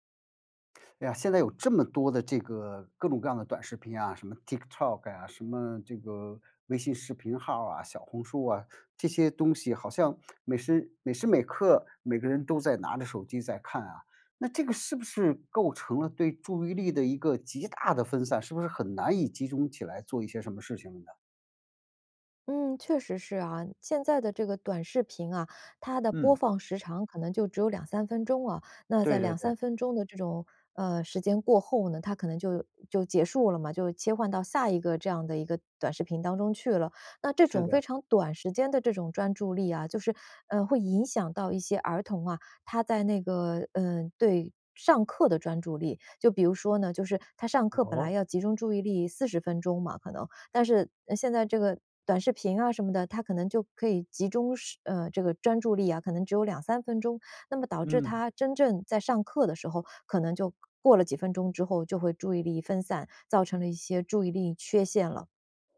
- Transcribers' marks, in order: tsk
- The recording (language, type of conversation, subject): Chinese, podcast, 你怎么看短视频对注意力的影响？